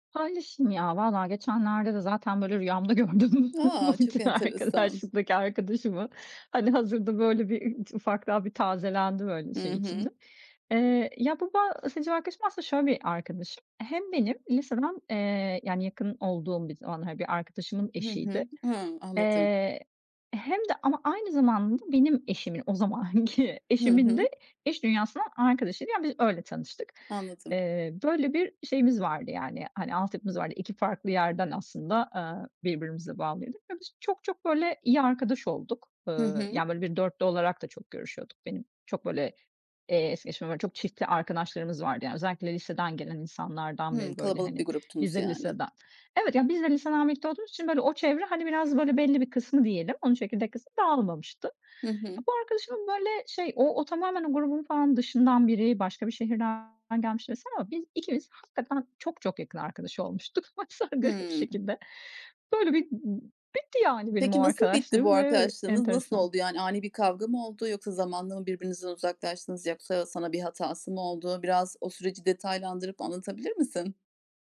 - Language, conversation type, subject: Turkish, podcast, Bir arkadaşlık bittiğinde bundan ne öğrendin, paylaşır mısın?
- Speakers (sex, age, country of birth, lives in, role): female, 40-44, Turkey, Germany, host; female, 40-44, Turkey, Greece, guest
- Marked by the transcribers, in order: laughing while speaking: "gördüm bu biten arkadaşlıktaki arkadaşımı"; tapping; other background noise; laughing while speaking: "Bak sen garip bir şekilde"